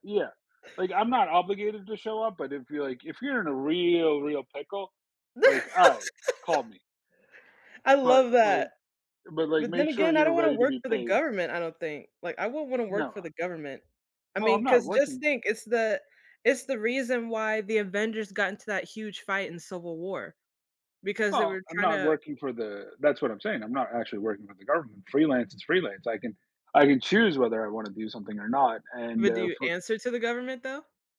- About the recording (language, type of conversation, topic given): English, unstructured, What do our choices of superpowers reveal about our values and desires?
- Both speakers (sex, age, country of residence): female, 20-24, United States; male, 35-39, United States
- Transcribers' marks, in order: drawn out: "real"; laugh; other background noise